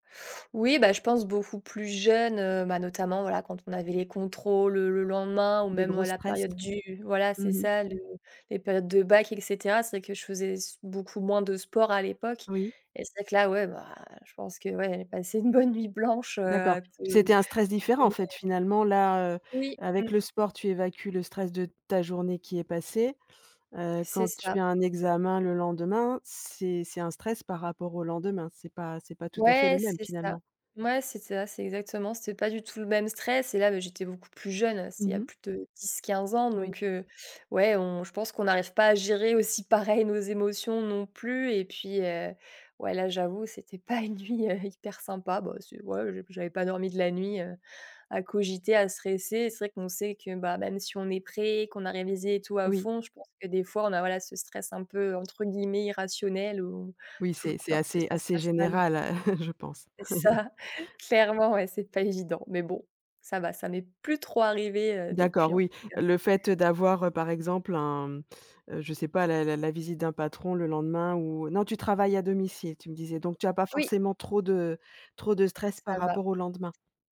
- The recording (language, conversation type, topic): French, podcast, Qu'est-ce qui t'aide à mieux dormir la nuit ?
- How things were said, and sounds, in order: chuckle